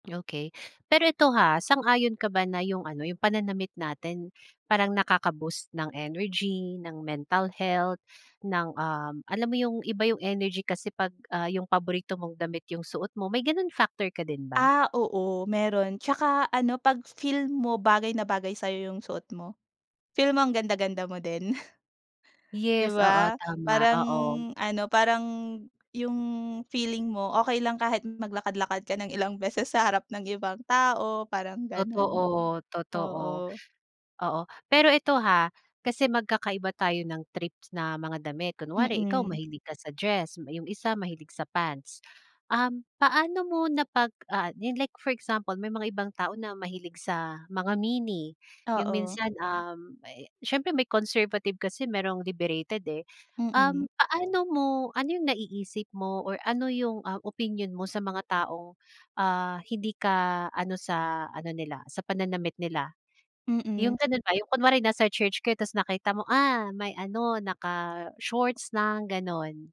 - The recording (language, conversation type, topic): Filipino, podcast, Paano ka pumipili ng isusuot mo tuwing umaga?
- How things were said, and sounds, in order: chuckle; other background noise